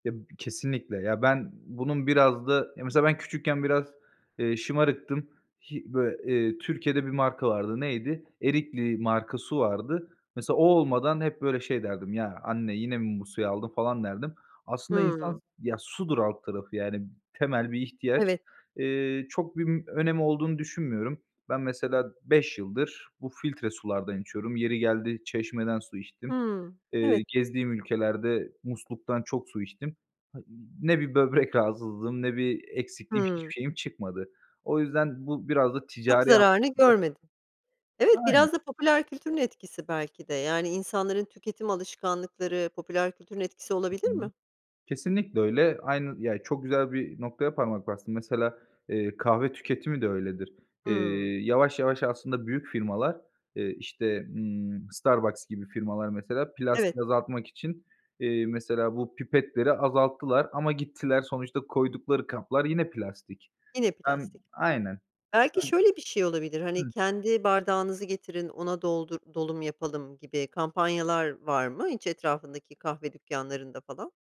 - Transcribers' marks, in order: other background noise; tapping; unintelligible speech
- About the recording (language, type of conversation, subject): Turkish, podcast, Plastik kullanımını azaltmanın pratik yolları neler, deneyimlerin var mı?